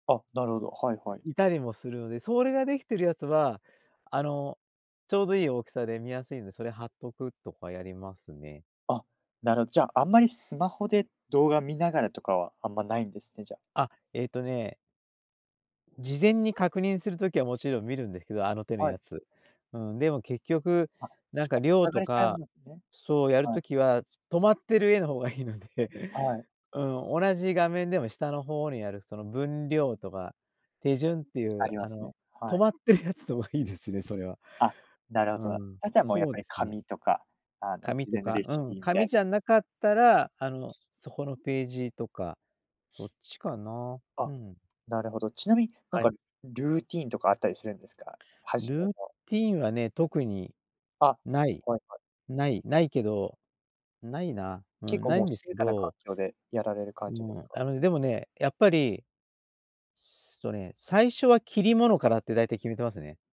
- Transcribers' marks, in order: tapping; unintelligible speech; laughing while speaking: "いいので"; laughing while speaking: "止まってるやつのがいいですね"; other background noise; sniff
- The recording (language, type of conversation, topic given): Japanese, podcast, 料理を作るときに、何か決まった習慣はありますか？